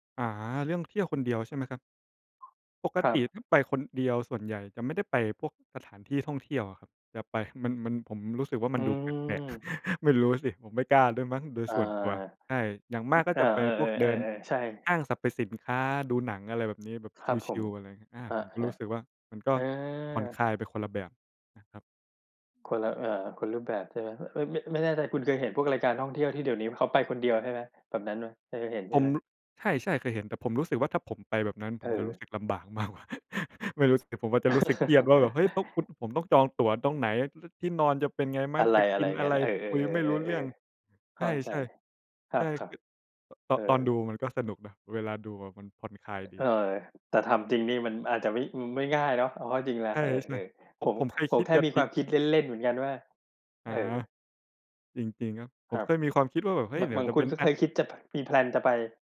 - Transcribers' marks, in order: other noise; chuckle; laughing while speaking: "มากกว่า"; chuckle; in English: "แพลน"
- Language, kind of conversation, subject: Thai, unstructured, สถานที่ที่ทำให้คุณรู้สึกผ่อนคลายที่สุดคือที่ไหน?